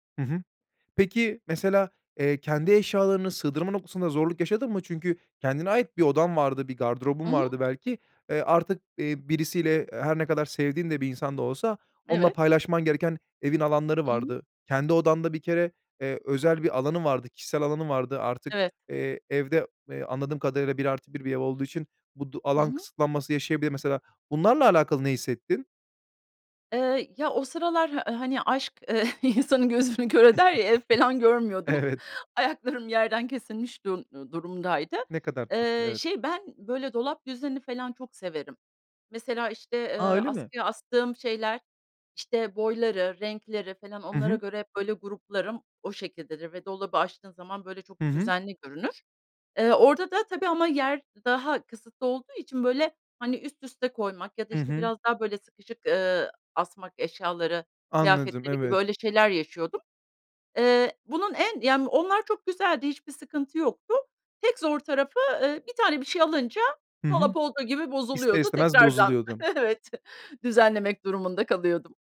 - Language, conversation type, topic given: Turkish, podcast, Sıkışık bir evde düzeni nasıl sağlayabilirsin?
- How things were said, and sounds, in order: other background noise; tapping; laughing while speaking: "ııı, insanın gözünü kör eder ya"; chuckle; laughing while speaking: "görmüyordum"; chuckle; laughing while speaking: "evet"